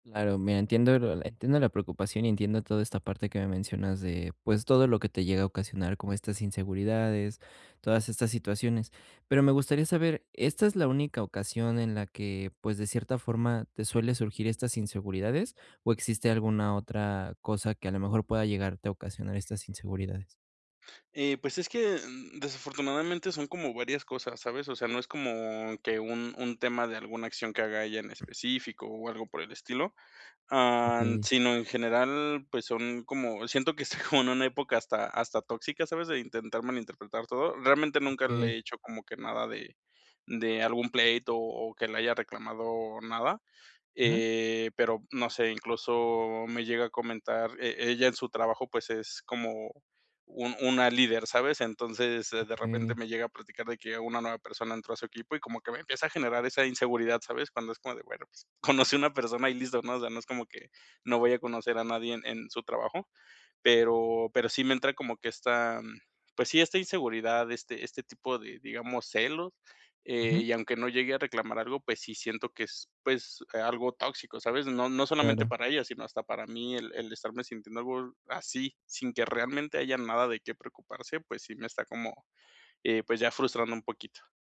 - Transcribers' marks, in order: other background noise; tapping; laughing while speaking: "está"
- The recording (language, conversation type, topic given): Spanish, advice, ¿Cómo puedo expresar mis inseguridades sin generar más conflicto?